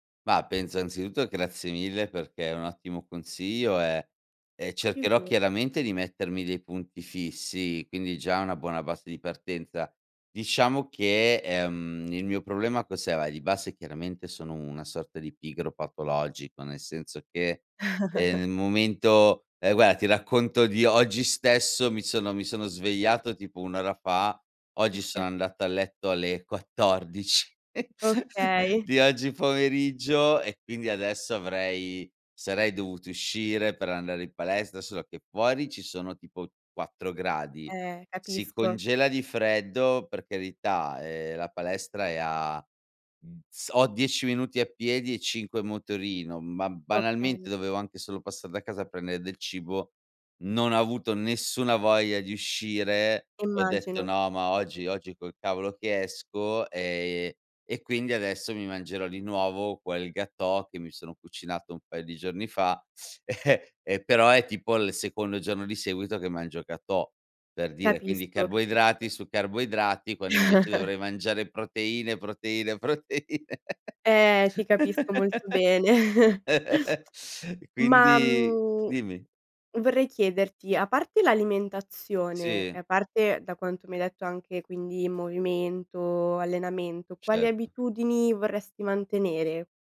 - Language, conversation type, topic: Italian, advice, Quali difficoltà incontri nel mantenere abitudini sane durante i viaggi o quando lavori fuori casa?
- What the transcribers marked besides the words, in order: unintelligible speech; chuckle; chuckle; in French: "gâteau"; chuckle; in French: "gâteau"; chuckle; chuckle; laughing while speaking: "proteine"; laugh